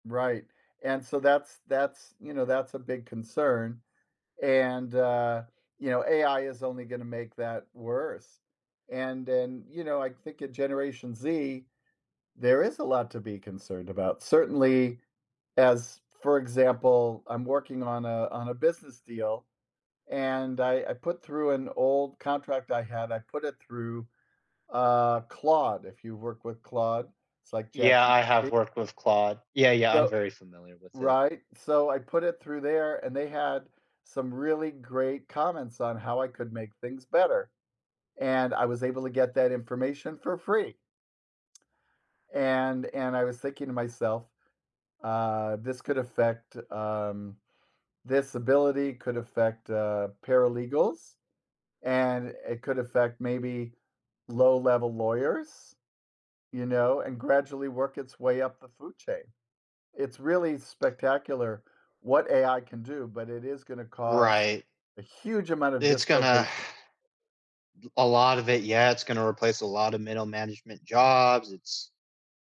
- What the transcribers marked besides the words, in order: tsk; sigh
- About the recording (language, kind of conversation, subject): English, unstructured, What surprises you most about planning your future?